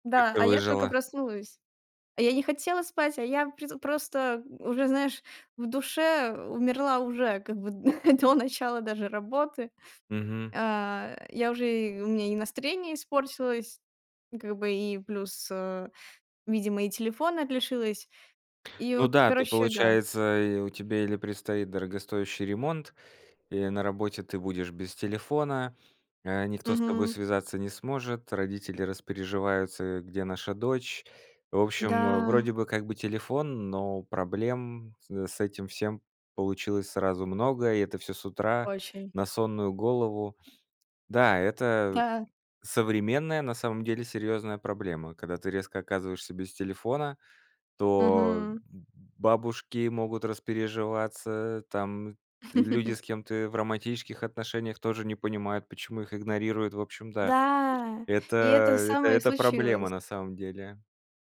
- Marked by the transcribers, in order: laughing while speaking: "д до"; tapping; sniff; laugh; other background noise
- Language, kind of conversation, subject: Russian, podcast, Был ли у тебя случай, когда техника подвела тебя в пути?